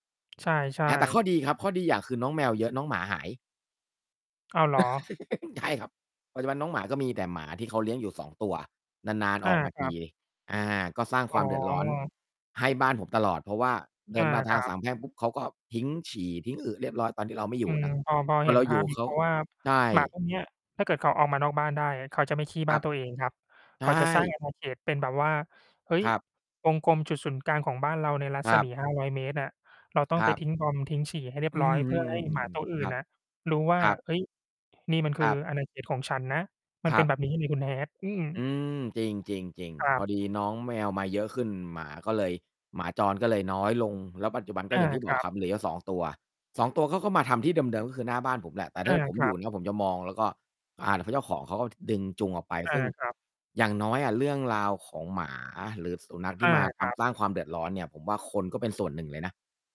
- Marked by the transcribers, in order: giggle; mechanical hum; tapping; distorted speech
- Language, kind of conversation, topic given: Thai, unstructured, สัตว์จรจัดส่งผลกระทบต่อชุมชนอย่างไรบ้าง?